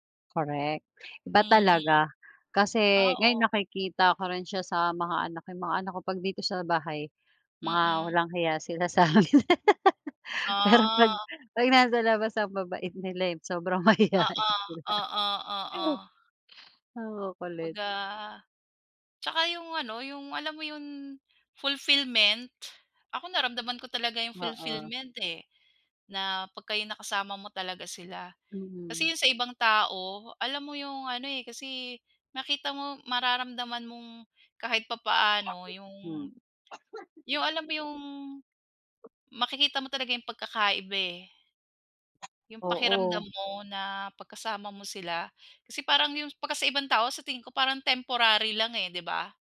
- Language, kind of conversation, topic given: Filipino, unstructured, Ano ang pinakamasayang karanasan mo kasama ang iyong mga magulang?
- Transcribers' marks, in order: laugh; other background noise